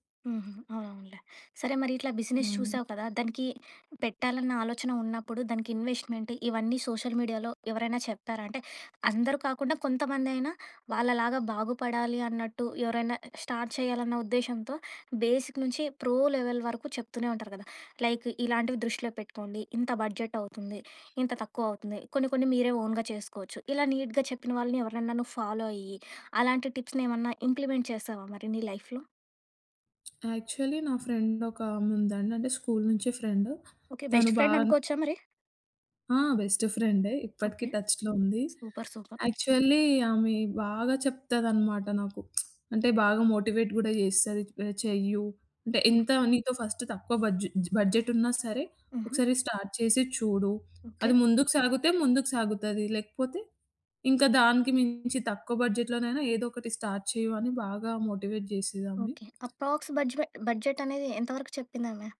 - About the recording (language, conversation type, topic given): Telugu, podcast, సోషియల్ మీడియా వాడుతున్నప్పుడు మరింత జాగ్రత్తగా, అవగాహనతో ఎలా ఉండాలి?
- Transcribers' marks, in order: in English: "బిజినెస్"; in English: "ఇన్వెస్ట్‌మెంట్"; in English: "సోషల్ మీడియాలో"; in English: "స్టార్ట్"; in English: "బేసిక్"; in English: "ప్రో లెవెల్"; in English: "లైక్"; in English: "బడ్జెట్"; in English: "ఓన్‌గా"; in English: "నీట్‌గా"; in English: "ఫాలో"; in English: "టిప్స్‌నేమన్నా ఇంప్లిమెంట్"; in English: "లైఫ్‌లో?"; in English: "యాక్చువల్లి"; in English: "ఫ్రెండ్"; in English: "ఫ్రెండ్"; in English: "బెస్ట్ ఫ్రెండ్"; in English: "సూపర్, సూపర్!"; in English: "టచ్‌లో"; in English: "యాక్చువల్లి"; lip smack; in English: "మోటివేట్"; in English: "ఫస్ట్"; in English: "బడ్జెట్"; in English: "స్టార్ట్"; in English: "స్టార్ట్"; in English: "మోటివేట్"; in English: "అప్రాక్స్"; tapping